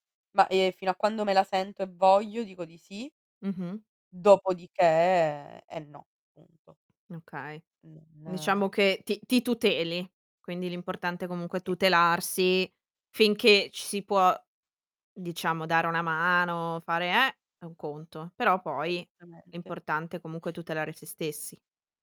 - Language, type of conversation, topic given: Italian, podcast, Qual è il tuo approccio per dire di no senza creare conflitto?
- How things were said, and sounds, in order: static; tapping; distorted speech